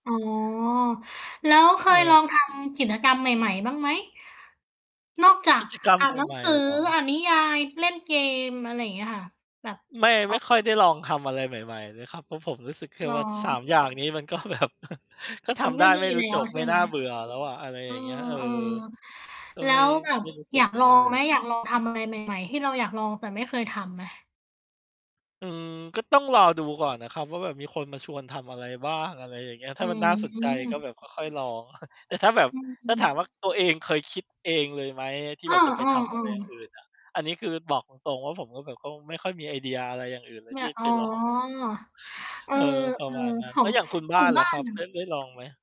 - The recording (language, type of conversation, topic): Thai, unstructured, กิจกรรมอะไรช่วยให้คุณผ่อนคลายได้ดีที่สุด?
- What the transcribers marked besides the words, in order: distorted speech; other background noise; laughing while speaking: "ก็แบบ"; chuckle; tapping; chuckle; laughing while speaking: "ลอง"; background speech